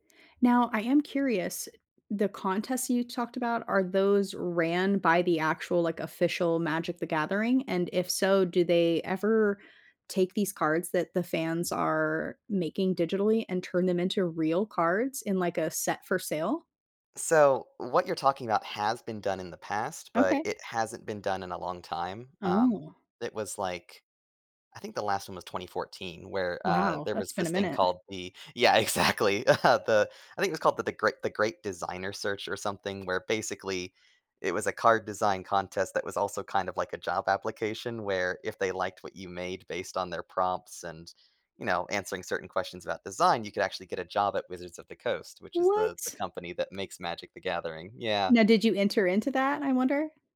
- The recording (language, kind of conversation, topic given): English, unstructured, How do I explain a quirky hobby to someone who doesn't understand?
- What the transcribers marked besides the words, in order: laughing while speaking: "exactly. Uh"